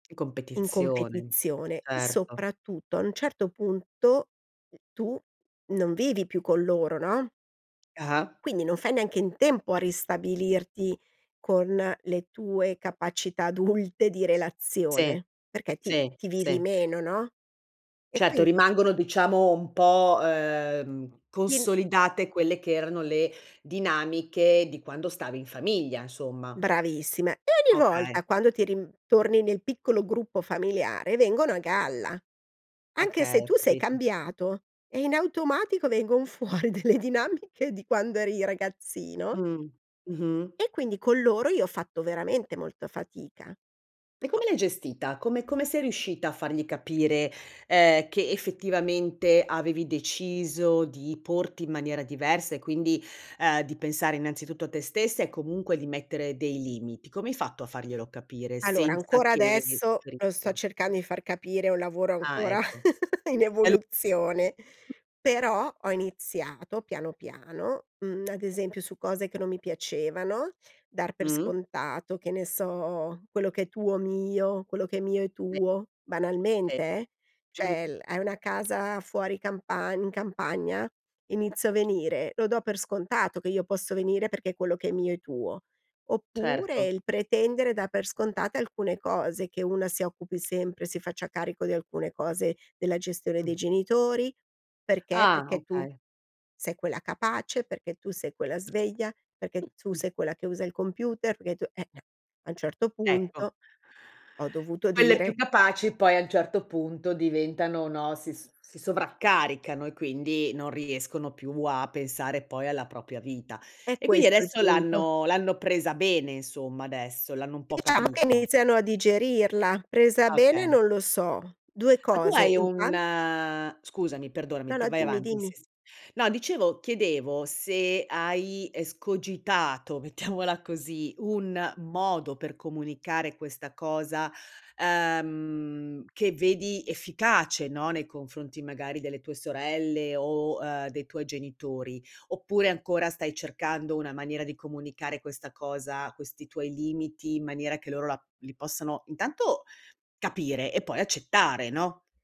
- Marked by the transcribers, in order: tapping; other background noise; laughing while speaking: "adulte"; "insomma" said as "nsomma"; laughing while speaking: "fuori delle dinamiche"; chuckle; tsk; "Cioè" said as "ceh"; laughing while speaking: "mettiamola così"
- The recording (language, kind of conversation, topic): Italian, podcast, Come parli dei tuoi limiti senza ferire gli altri?